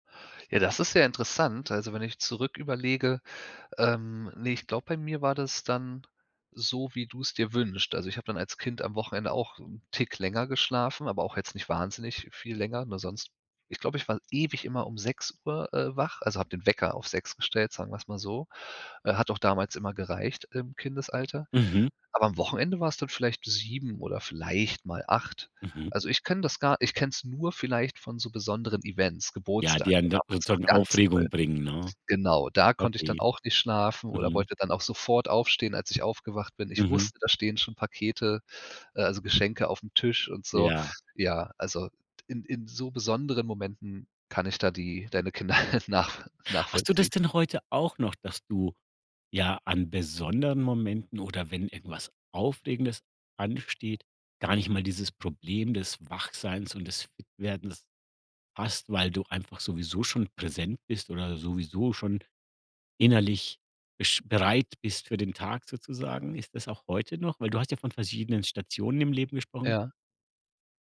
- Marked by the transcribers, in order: stressed: "nur"; laughing while speaking: "Kinder nach"; chuckle
- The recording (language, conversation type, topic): German, podcast, Was hilft dir, morgens wach und fit zu werden?